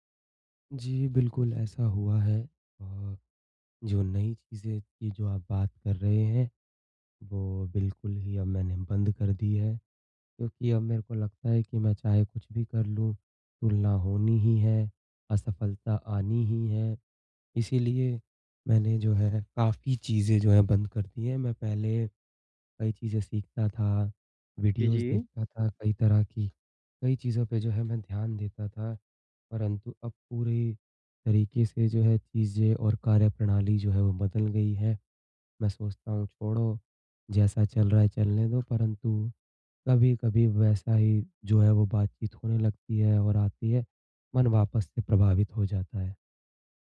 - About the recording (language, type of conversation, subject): Hindi, advice, तुलना और असफलता मेरे शौक और कोशिशों को कैसे प्रभावित करती हैं?
- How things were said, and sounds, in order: tapping; in English: "वीडियोज़"